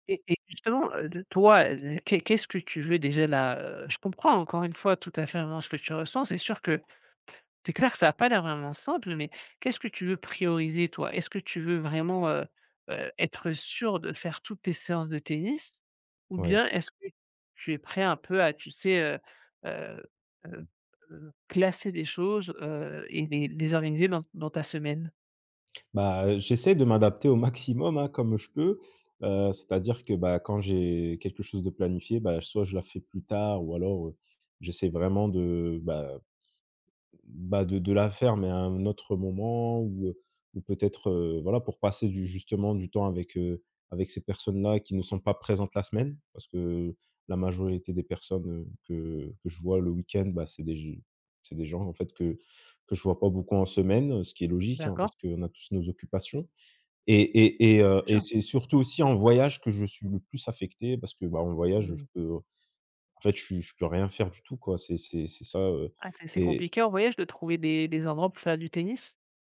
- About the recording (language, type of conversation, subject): French, advice, Comment les voyages et les week-ends détruisent-ils mes bonnes habitudes ?
- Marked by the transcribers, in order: none